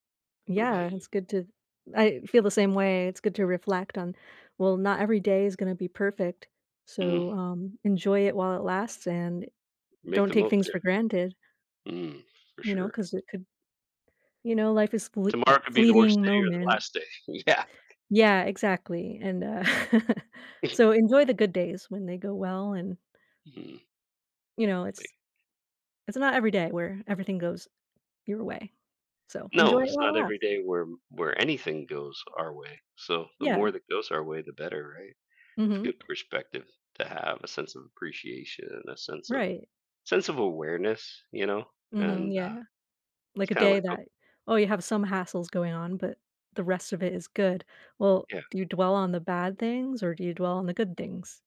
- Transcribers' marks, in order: other background noise; laughing while speaking: "Yeah"; chuckle; tapping
- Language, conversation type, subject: English, unstructured, What would you do differently if you knew everything would work out in your favor for a day?
- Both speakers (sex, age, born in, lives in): female, 35-39, United States, United States; male, 50-54, United States, United States